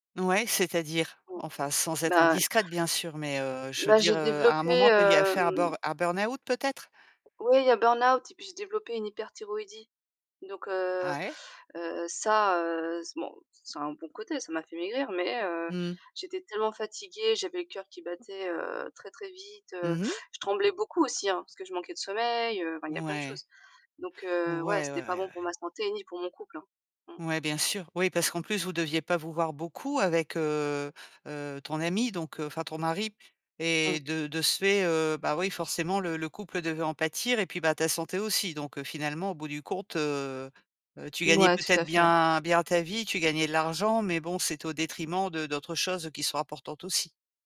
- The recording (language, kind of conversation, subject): French, podcast, Comment choisis-tu d’équilibrer ta vie de famille et ta carrière ?
- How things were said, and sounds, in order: none